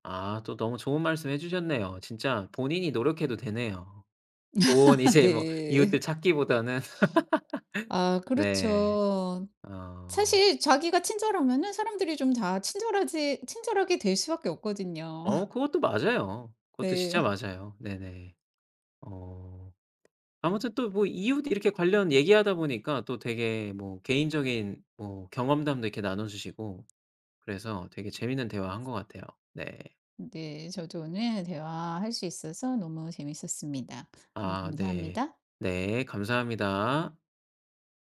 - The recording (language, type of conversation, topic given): Korean, podcast, 새 이웃을 환영하는 현실적 방법은 뭐가 있을까?
- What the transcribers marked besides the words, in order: laugh; laughing while speaking: "이제"; laughing while speaking: "찾기보다는"; laugh; laugh; laughing while speaking: "네"